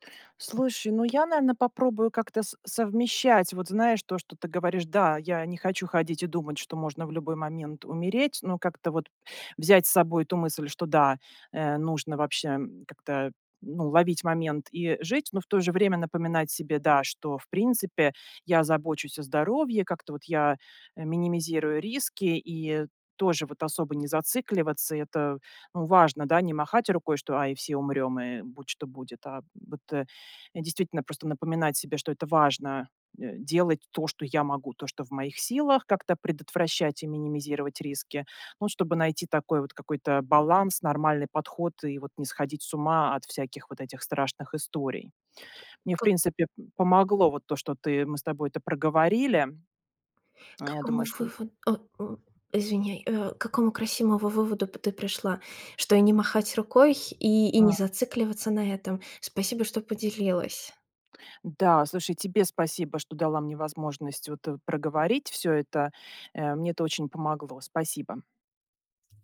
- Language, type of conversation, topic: Russian, advice, Как вы справляетесь с навязчивыми переживаниями о своём здоровье, когда реальной угрозы нет?
- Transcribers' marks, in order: tapping; other background noise